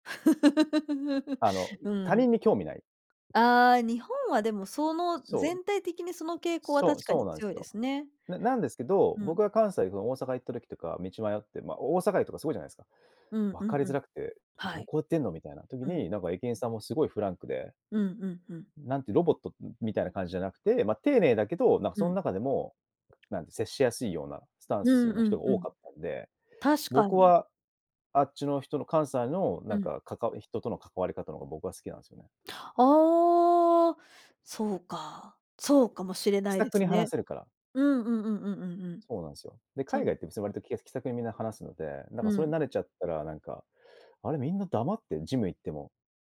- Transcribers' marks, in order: laugh; other background noise; tapping
- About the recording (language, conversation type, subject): Japanese, podcast, 引っ越しをきっかけに自分が変わったと感じた経験はありますか？